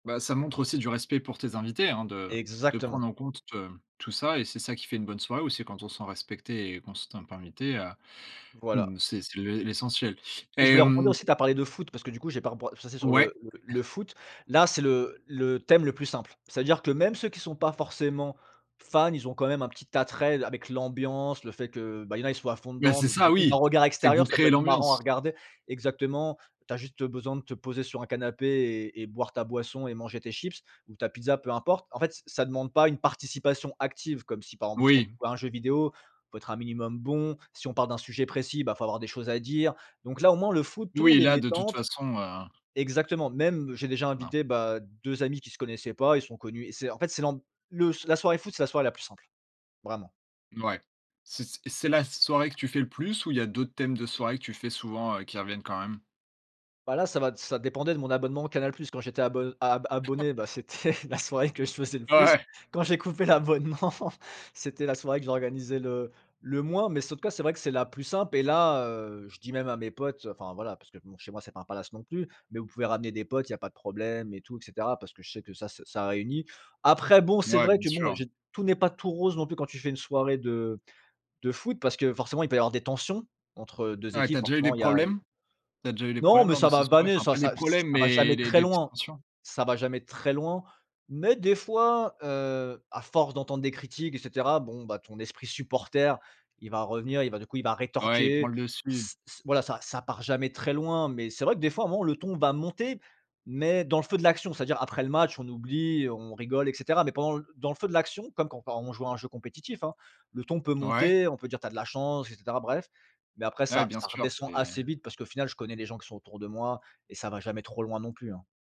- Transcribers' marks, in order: chuckle; other background noise; tapping; laugh; laughing while speaking: "c'était la soirée que je faisais le plus. Quand j'ai coupé l'abonnement"; stressed: "très"
- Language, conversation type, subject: French, podcast, Comment organises-tu une soirée entre amis à la maison ?